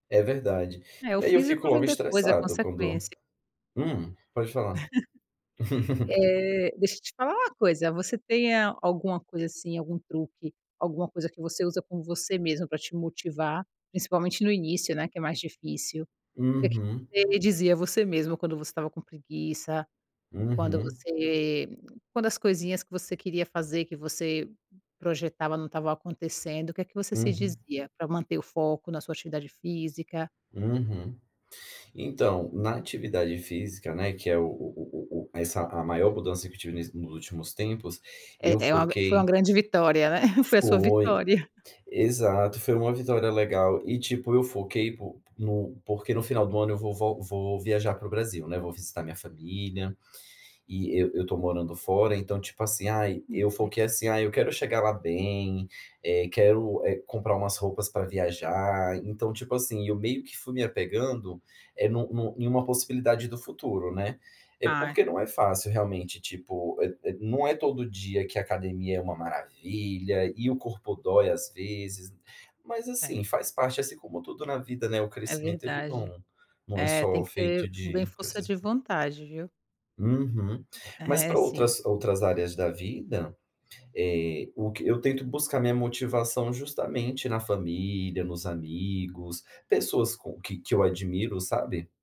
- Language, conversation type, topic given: Portuguese, podcast, Quais pequenas vitórias te dão força no dia a dia?
- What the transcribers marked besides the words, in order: laugh; chuckle; unintelligible speech; other background noise